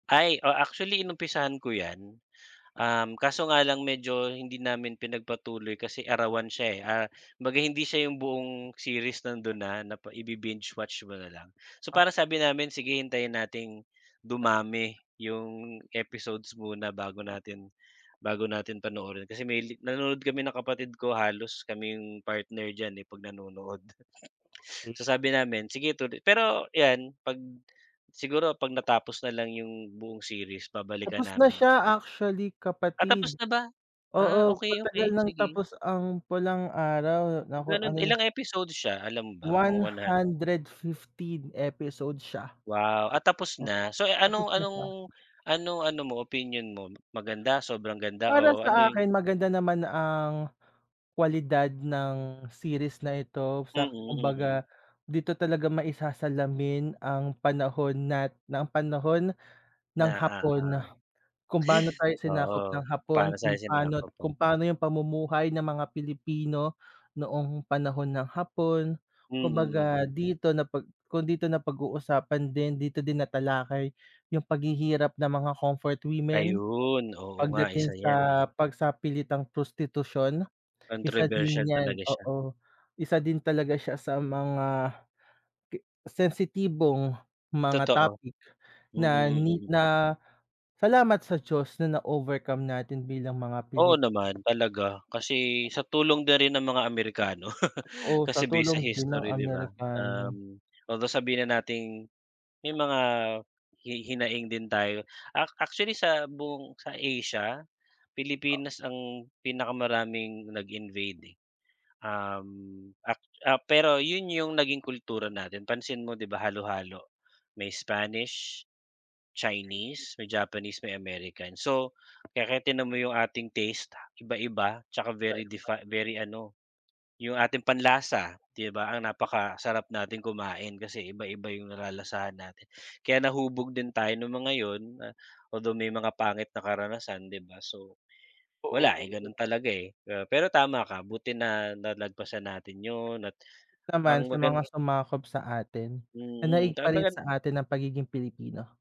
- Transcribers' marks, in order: chuckle; other background noise; in English: "comfort women"; in English: "overcome"; chuckle; in English: "although"; in English: "although"
- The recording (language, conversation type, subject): Filipino, unstructured, Alin ang mas gusto mo: magbasa ng libro o manood ng pelikula?
- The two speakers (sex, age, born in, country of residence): male, 25-29, Philippines, Philippines; male, 40-44, Philippines, Philippines